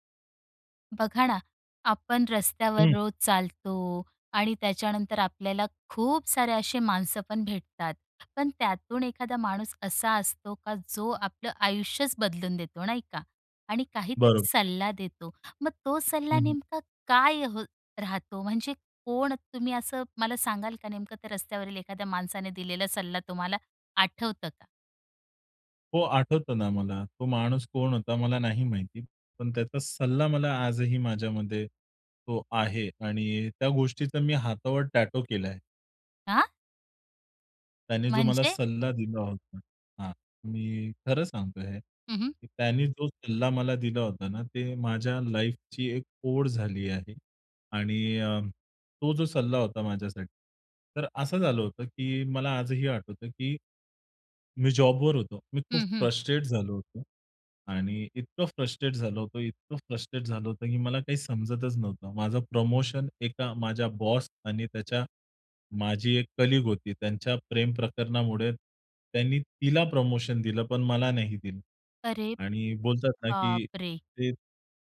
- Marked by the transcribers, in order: surprised: "आ?"; anticipating: "म्हणजे?"; in English: "लाईफची"; in English: "फ्रस्ट्रेट"; in English: "फ्रस्ट्रेट"; in English: "फ्रस्ट्रेट"; in English: "कलीग"; surprised: "अरे बापरे!"
- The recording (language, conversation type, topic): Marathi, podcast, रस्त्यावरील एखाद्या अपरिचिताने तुम्हाला दिलेला सल्ला तुम्हाला आठवतो का?